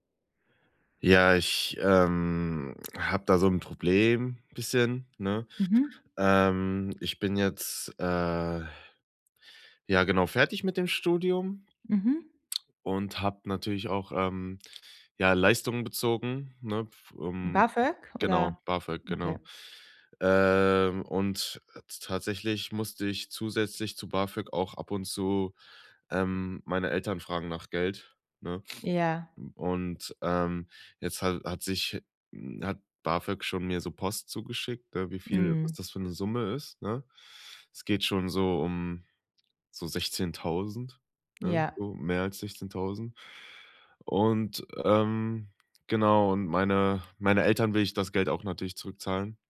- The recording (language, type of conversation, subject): German, advice, Wie kann ich meine Schulden unter Kontrolle bringen und wieder finanziell sicher werden?
- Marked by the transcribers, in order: drawn out: "ähm"; lip smack; drawn out: "Ähm"; sniff; other background noise